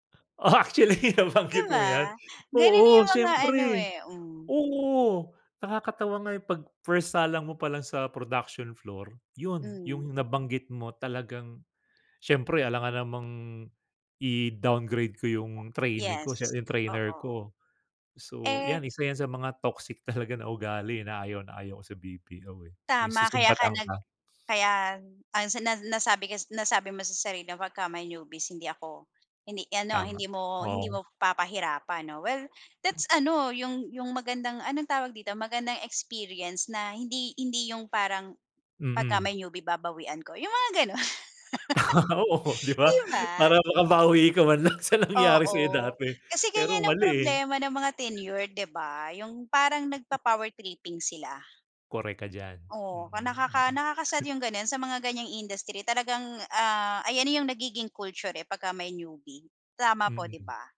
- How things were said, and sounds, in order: laughing while speaking: "Oh, actually nabanggit mo yan"; laughing while speaking: "talaga"; laughing while speaking: "Oo, di ba? Para makabawi ka man lang sa nangyari sa'yo dati"; laughing while speaking: "gano'n"; in English: "tenure"; chuckle
- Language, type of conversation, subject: Filipino, podcast, Paano ka nagdedesisyon kung lilipat ka ba ng trabaho o mananatili?